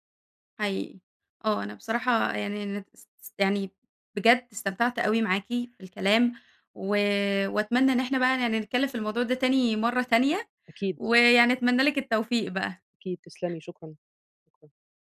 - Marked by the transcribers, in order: other background noise; unintelligible speech
- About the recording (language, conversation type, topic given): Arabic, podcast, إيه طقوسك بالليل قبل النوم عشان تنام كويس؟
- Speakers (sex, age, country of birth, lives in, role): female, 20-24, Egypt, Egypt, host; female, 30-34, United Arab Emirates, Egypt, guest